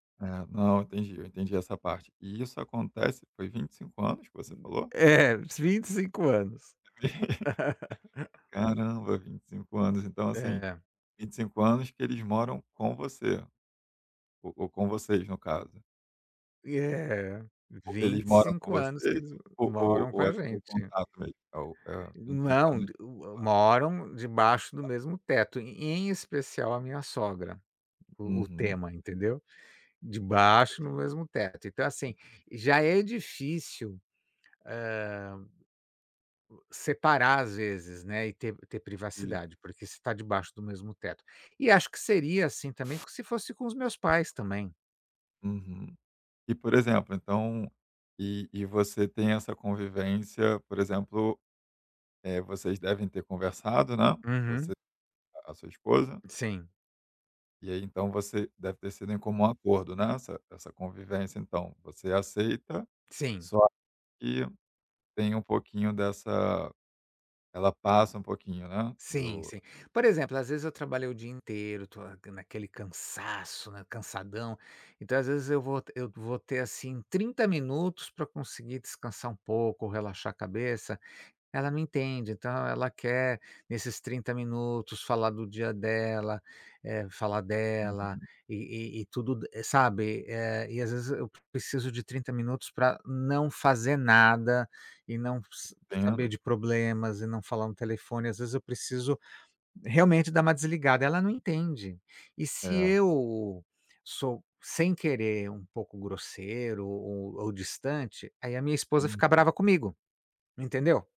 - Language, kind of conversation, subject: Portuguese, advice, Como lidar com uma convivência difícil com os sogros ou com a família do(a) parceiro(a)?
- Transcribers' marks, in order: other background noise; laugh; unintelligible speech; tapping